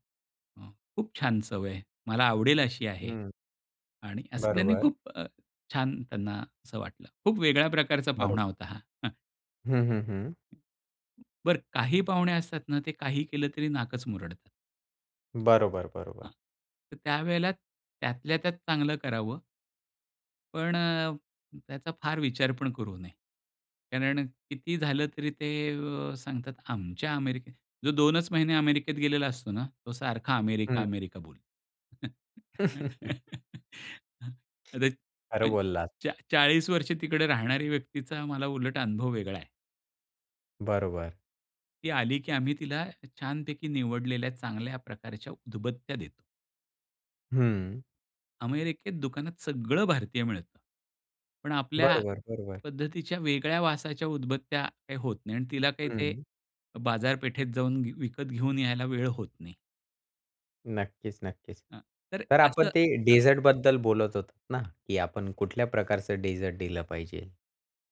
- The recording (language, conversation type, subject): Marathi, podcast, तुम्ही पाहुण्यांसाठी मेनू कसा ठरवता?
- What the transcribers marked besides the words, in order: tapping; chuckle; laugh; in English: "डेझर्टबद्दल"; in English: "डेझर्ट"